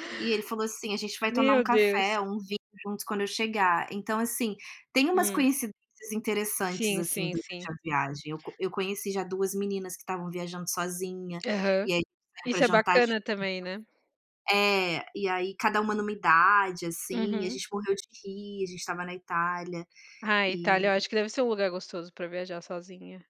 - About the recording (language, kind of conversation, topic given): Portuguese, unstructured, Você prefere viajar para a praia, para a cidade ou para a natureza?
- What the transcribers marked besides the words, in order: none